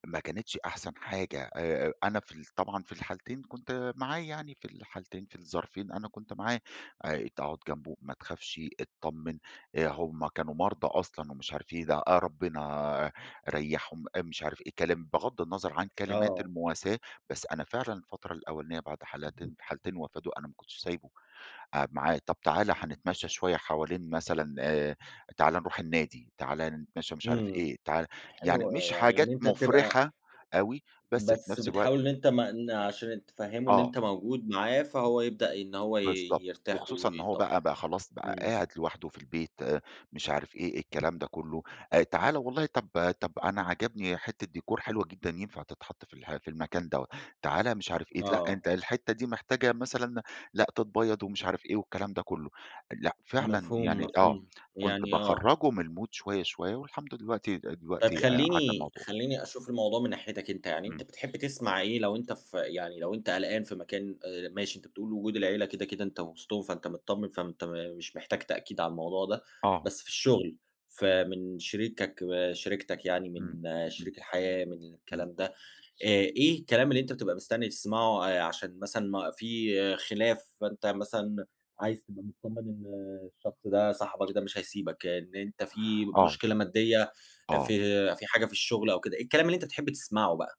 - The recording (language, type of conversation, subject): Arabic, podcast, إيه الكلمات اللي بتخلّي الناس تحس بالأمان؟
- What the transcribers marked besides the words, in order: other background noise; unintelligible speech; in English: "Decor"; in English: "الMood"